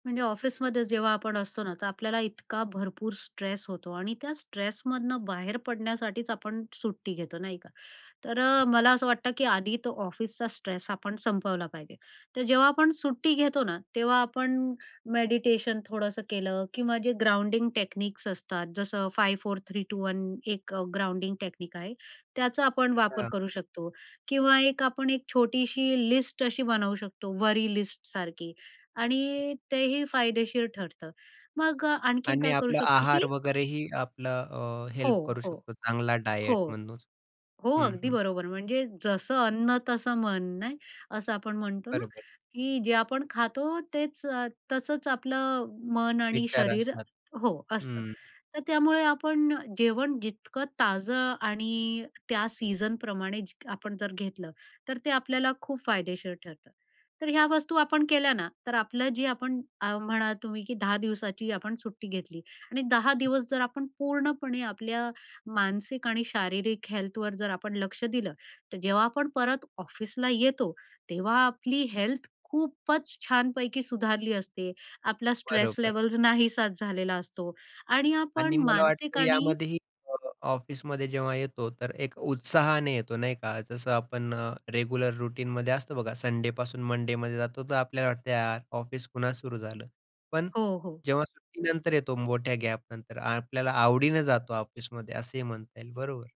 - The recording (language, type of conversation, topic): Marathi, podcast, सुट्टीवर असताना कामाचे विचार मनातून दूर कसे ठेवता?
- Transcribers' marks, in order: other background noise; in English: "ग्राउंडिंग टेक्निक्स"; in English: "फाईव्ह फोर थ्री टू वन"; in English: "ग्राउंडिंग टेक्निक"; in English: "वरी"; in English: "डायट"; tapping; in English: "स्ट्रेस लेवल्स"; in English: "रेग्युलर रूटीनमध्ये"